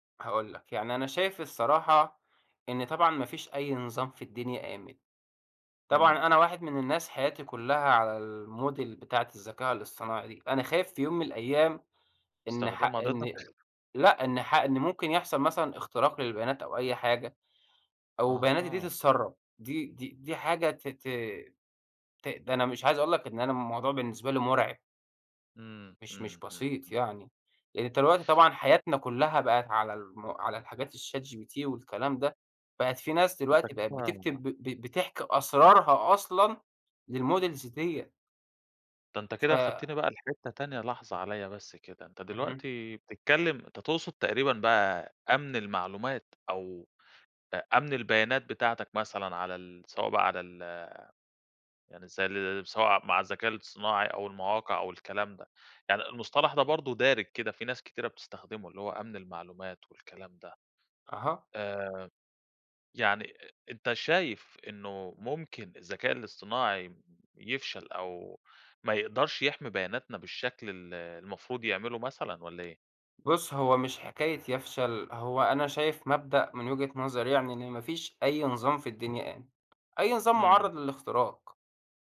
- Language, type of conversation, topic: Arabic, podcast, تفتكر الذكاء الاصطناعي هيفيدنا ولا هيعمل مشاكل؟
- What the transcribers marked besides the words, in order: in English: "الmodel"; other background noise; tapping; in English: "للmodels"